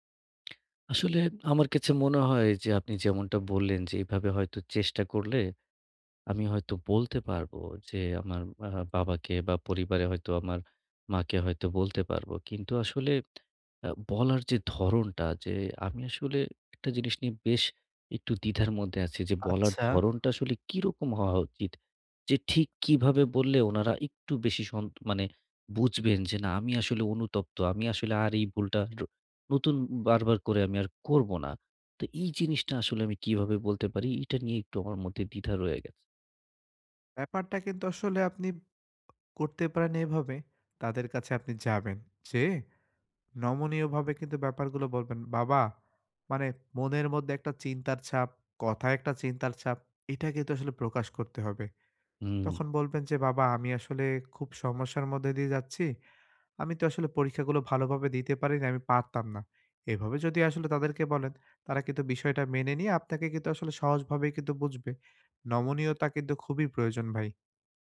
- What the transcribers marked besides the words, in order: tapping; other background noise
- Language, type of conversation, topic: Bengali, advice, চোট বা ব্যর্থতার পর আপনি কীভাবে মানসিকভাবে ঘুরে দাঁড়িয়ে অনুপ্রেরণা বজায় রাখবেন?